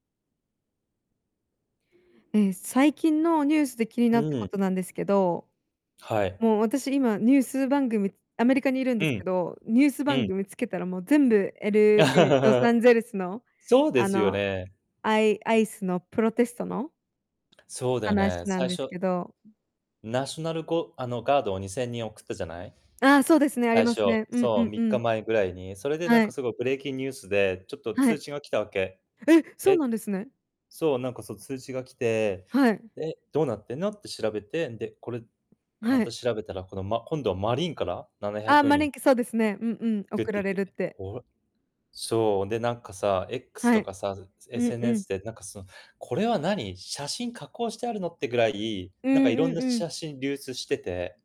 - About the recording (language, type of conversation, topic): Japanese, unstructured, 最近のニュースで気になったことは何ですか？
- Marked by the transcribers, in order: laugh; surprised: "え"; in English: "マリン"; in English: "マリン"